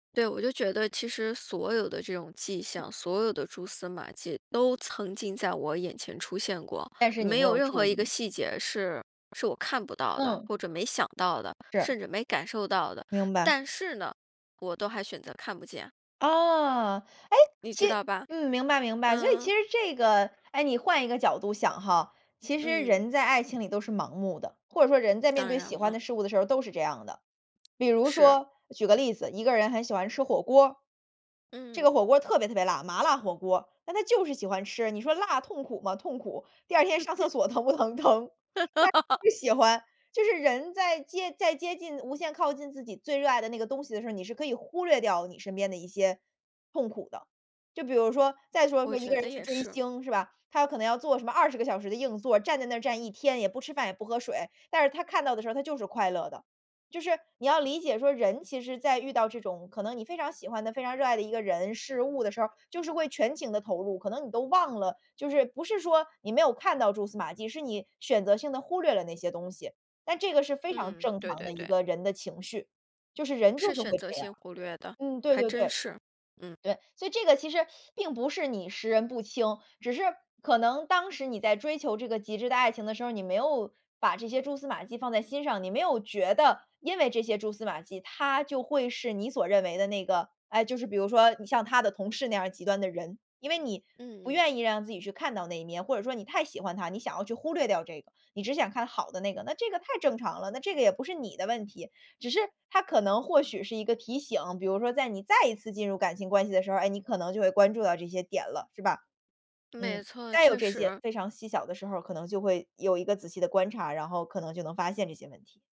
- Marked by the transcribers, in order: laughing while speaking: "疼不疼？疼"; chuckle; laugh
- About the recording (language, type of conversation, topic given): Chinese, advice, 当过去的创伤被触发、情绪回涌时，我该如何应对？